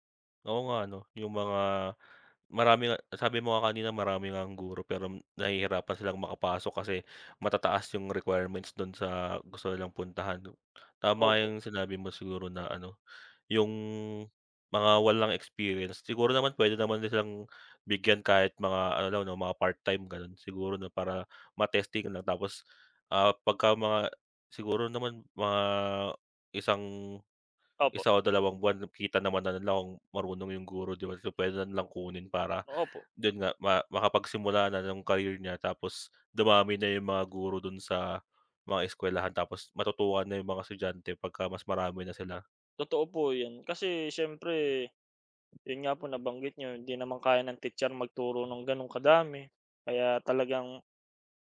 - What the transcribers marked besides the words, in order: tapping
- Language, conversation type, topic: Filipino, unstructured, Paano sa palagay mo dapat magbago ang sistema ng edukasyon?